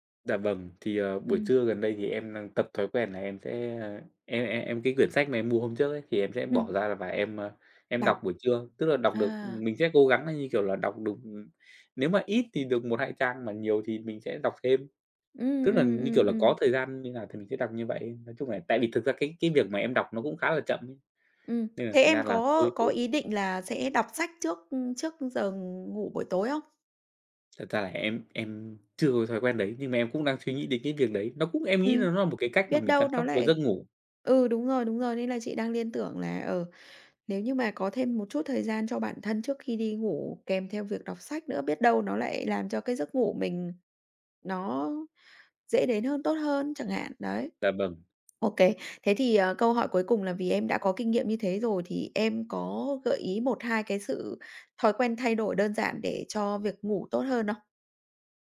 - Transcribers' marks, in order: tapping; other background noise
- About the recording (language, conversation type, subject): Vietnamese, podcast, Bạn chăm sóc giấc ngủ hằng ngày như thế nào, nói thật nhé?